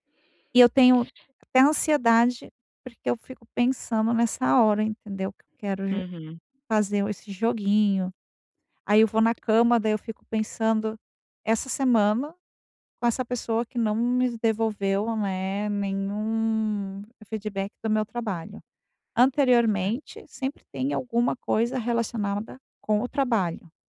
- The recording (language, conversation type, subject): Portuguese, advice, Como a ansiedade atrapalha seu sono e seu descanso?
- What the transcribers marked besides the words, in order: other background noise; tapping